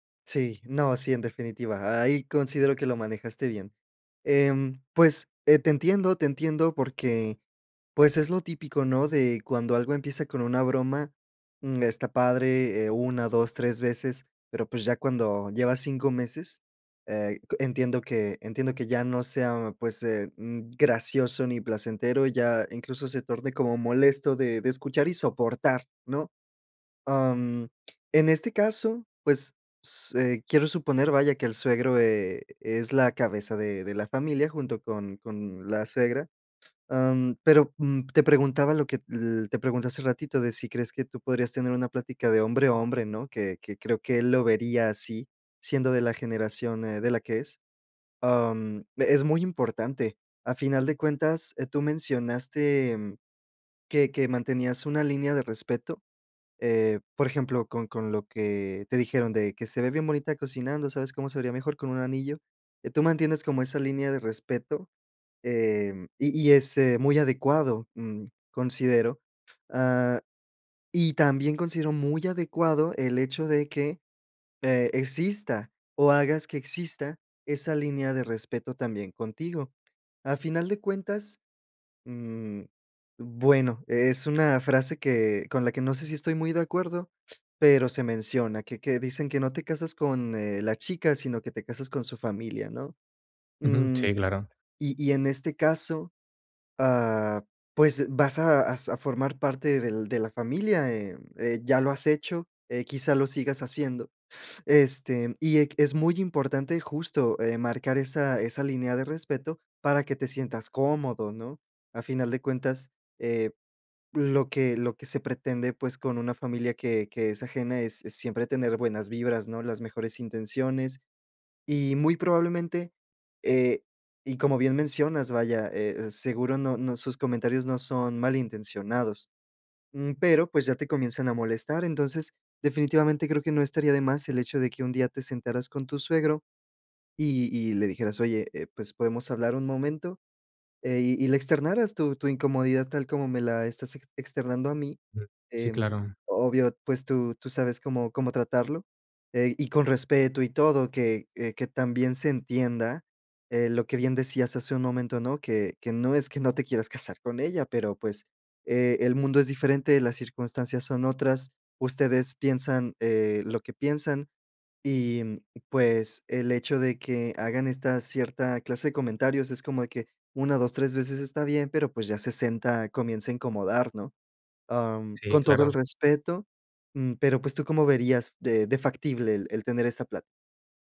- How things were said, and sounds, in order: other background noise; other noise
- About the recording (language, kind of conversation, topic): Spanish, advice, ¿Cómo afecta la presión de tu familia política a tu relación o a tus decisiones?